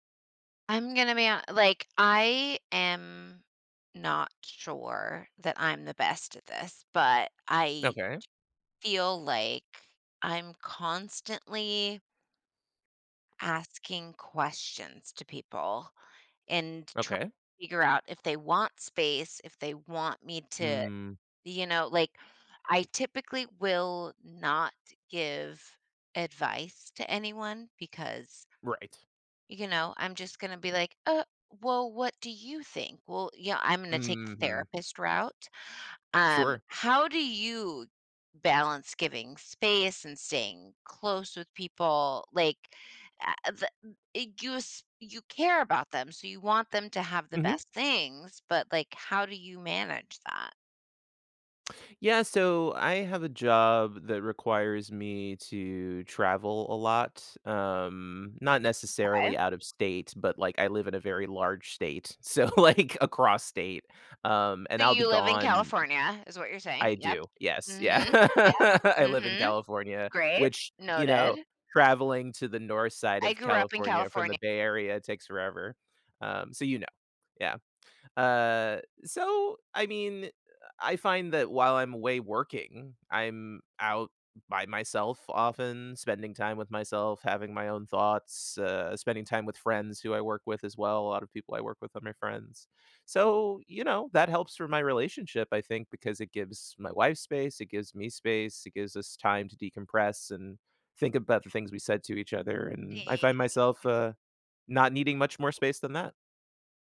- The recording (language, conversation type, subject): English, unstructured, How can I balance giving someone space while staying close to them?
- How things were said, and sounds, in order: laughing while speaking: "so, like"; laugh; drawn out: "Uh"; unintelligible speech